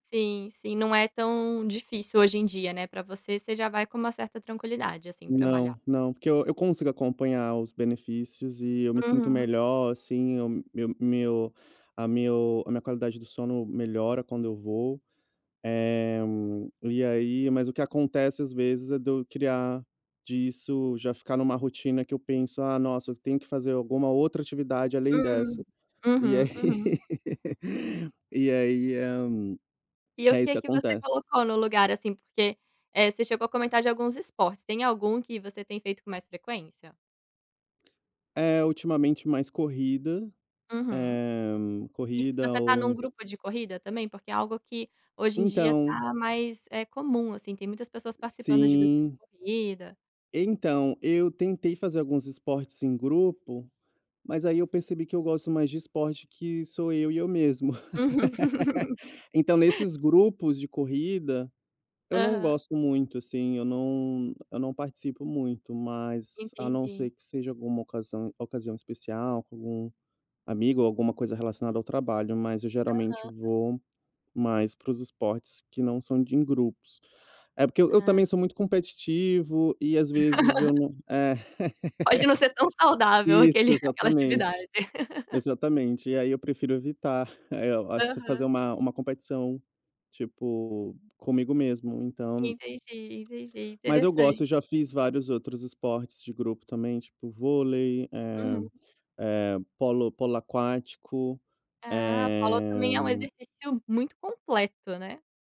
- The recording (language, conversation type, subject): Portuguese, podcast, Qual é a sua relação com os exercícios físicos atualmente?
- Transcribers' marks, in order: laughing while speaking: "aí"; laugh; tapping; laughing while speaking: "Uhum"; laugh; other background noise; laugh; laughing while speaking: "Pode não ser tão saudável aquele aquela atividade"; laugh; chuckle; drawn out: "eh"